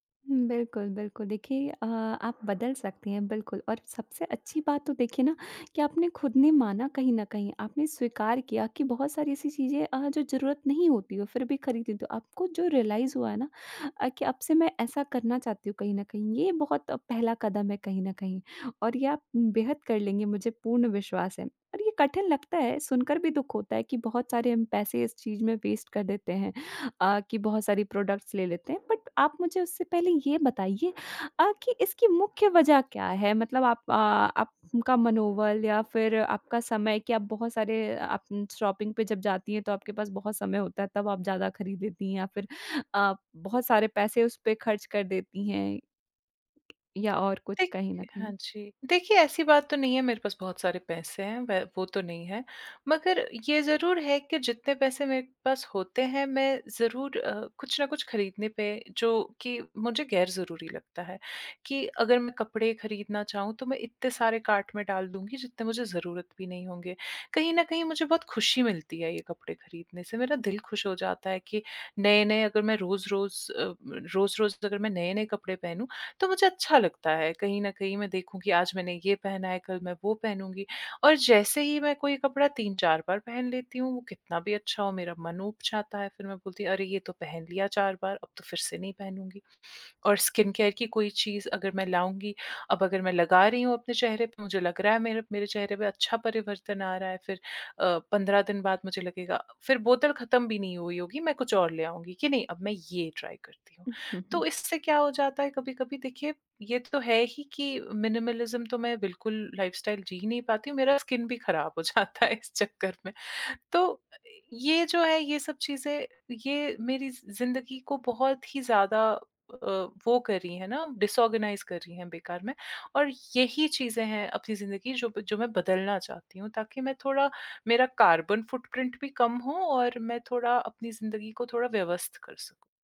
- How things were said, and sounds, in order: in English: "रियलाइज़"; in English: "वेस्ट"; in English: "प्रोडक्ट्स"; in English: "बट"; in English: "शॉपिंग"; tapping; in English: "कार्ट"; in English: "स्किन केयर"; chuckle; in English: "ट्राई"; in English: "मिनिमलिज़्म"; in English: "लाइफस्टाइल"; in English: "स्किन"; laughing while speaking: "हो जाता है इस चक्कर में"; in English: "डिसऑर्गनाइज़"; in English: "कार्बन फुटप्रिंट"
- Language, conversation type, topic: Hindi, advice, मिनिमलिस्ट जीवन अपनाने की इच्छा होने पर भी आप शुरुआत क्यों नहीं कर पा रहे हैं?